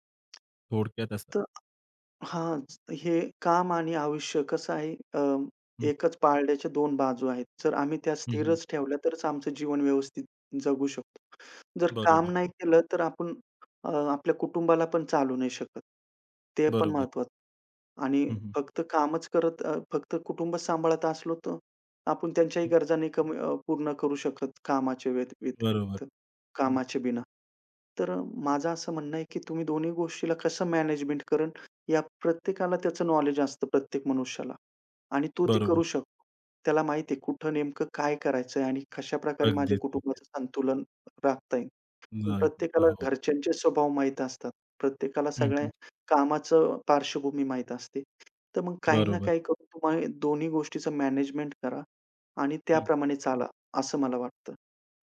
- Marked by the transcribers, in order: tapping; other background noise
- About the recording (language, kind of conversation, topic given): Marathi, podcast, काम आणि आयुष्यातील संतुलन कसे साधता?